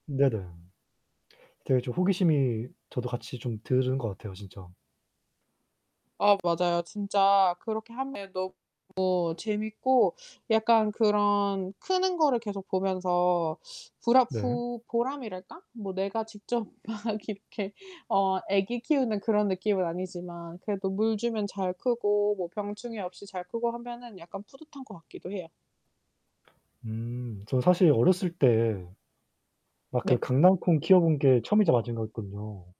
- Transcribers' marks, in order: distorted speech; laughing while speaking: "막 이렇게"
- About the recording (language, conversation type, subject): Korean, unstructured, 취미 활동을 통해 새로운 사람들을 만난 적이 있나요?